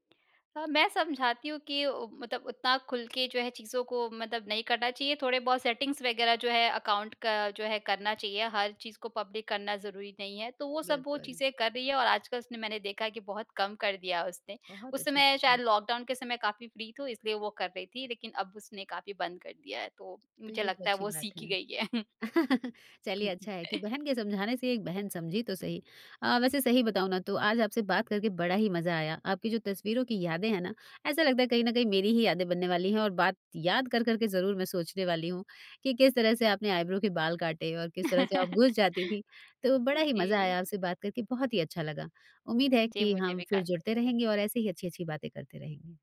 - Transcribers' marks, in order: in English: "सेटिंग्स"; in English: "अकाउंट"; in English: "पब्लिक"; in English: "फ्री"; chuckle; in English: "आइब्रो"; chuckle
- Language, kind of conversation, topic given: Hindi, podcast, पुरानी तस्वीर देखते ही आपके भीतर कौन-सा एहसास जागता है?